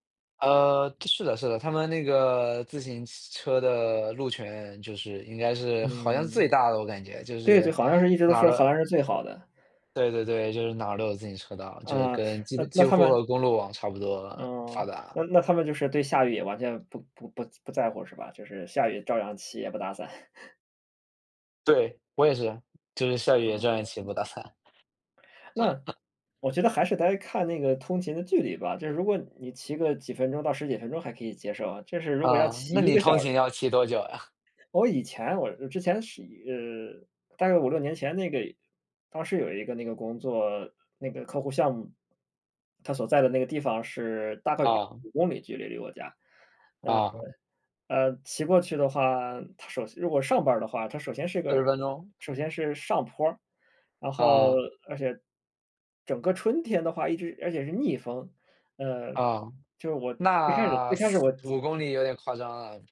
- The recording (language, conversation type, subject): Chinese, unstructured, 你怎么看最近的天气变化？
- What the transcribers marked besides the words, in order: chuckle; other background noise; laugh; laughing while speaking: "啊？"